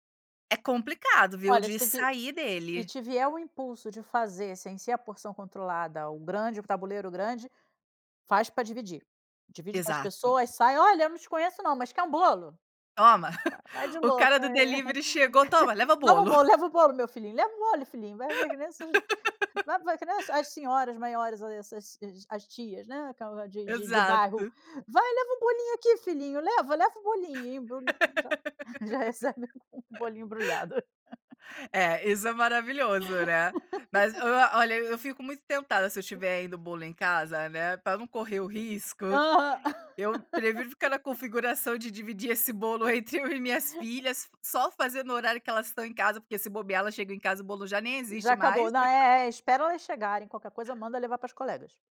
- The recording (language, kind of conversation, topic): Portuguese, advice, Em que situações você acaba comendo por impulso, fora do que tinha planejado para suas refeições?
- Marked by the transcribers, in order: tapping; chuckle; chuckle; laugh; laugh; laughing while speaking: "já recebe o bolinho embrulhado"; laugh; laugh; chuckle